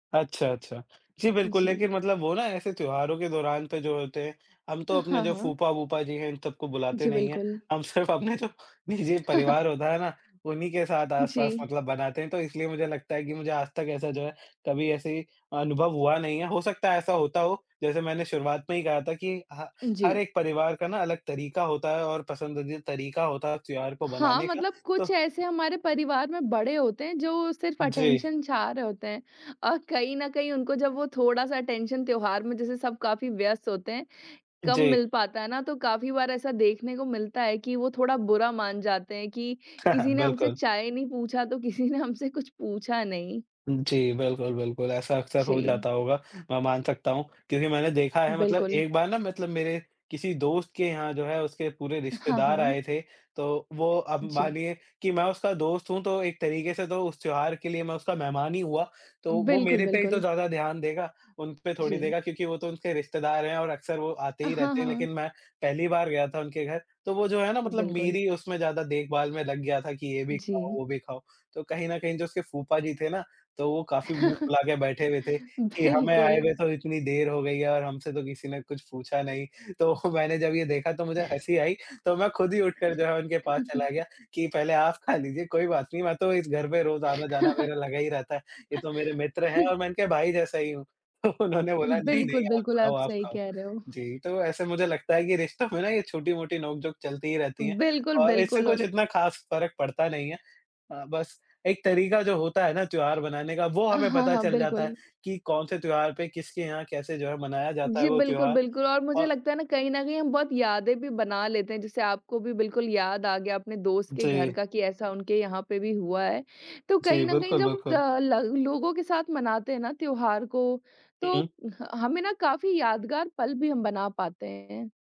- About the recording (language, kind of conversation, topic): Hindi, unstructured, परिवार के साथ त्योहार मनाने का आपका पसंदीदा तरीका क्या है?
- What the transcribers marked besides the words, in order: laughing while speaking: "सिर्फ़ अपने जो"; chuckle; tapping; other background noise; in English: "अटेन्शन"; in English: "अटेन्शन"; chuckle; chuckle; laughing while speaking: "बिल्कुल"; laughing while speaking: "तो"; chuckle; chuckle; laughing while speaking: "तो"